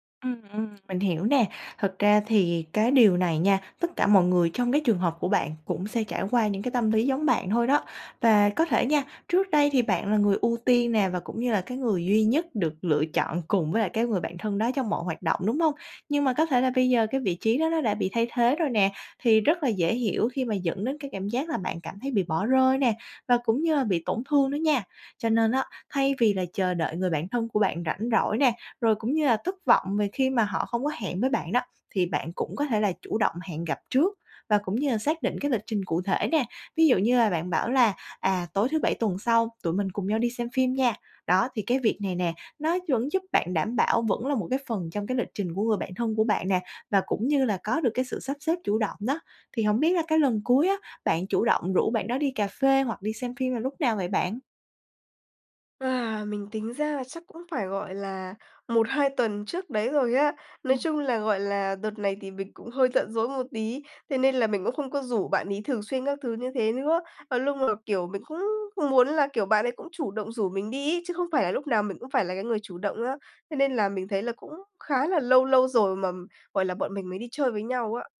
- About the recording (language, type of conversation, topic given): Vietnamese, advice, Làm sao để xử lý khi tình cảm bạn bè không được đáp lại tương xứng?
- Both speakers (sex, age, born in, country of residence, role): female, 20-24, Vietnam, Vietnam, user; female, 25-29, Vietnam, Vietnam, advisor
- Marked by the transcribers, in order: tapping